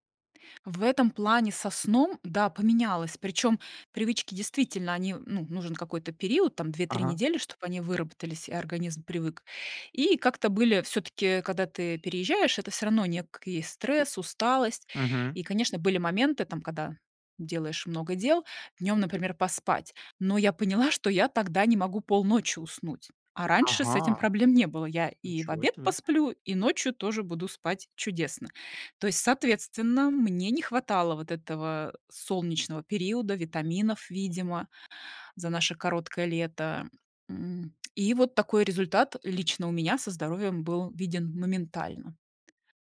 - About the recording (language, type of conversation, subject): Russian, podcast, Как сезоны влияют на настроение людей?
- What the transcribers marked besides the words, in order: other background noise; tapping